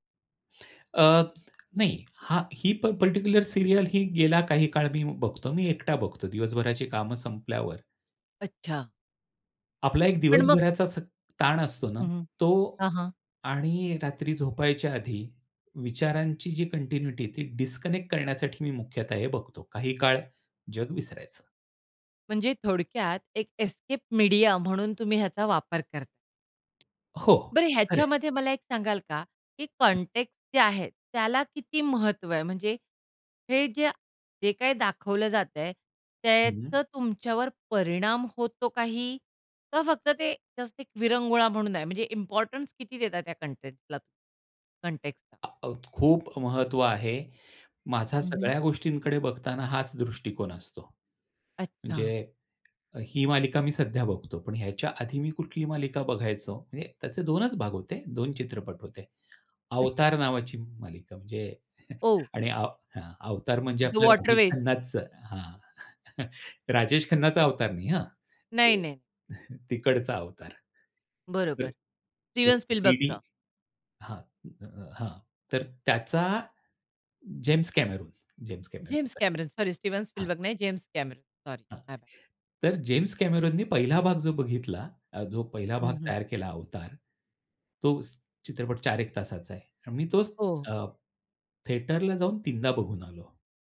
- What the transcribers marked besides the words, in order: tapping; other noise; other background noise; in English: "सीरियल"; in English: "डिस्कनेक्ट"; in English: "एस्केप"; in English: "वॉटरवेज?"; chuckle; chuckle; chuckle; in English: "थ्रीडी"
- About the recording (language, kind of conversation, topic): Marathi, podcast, कोणत्या प्रकारचे चित्रपट किंवा मालिका पाहिल्यावर तुम्हाला असा अनुभव येतो की तुम्ही अक्खं जग विसरून जाता?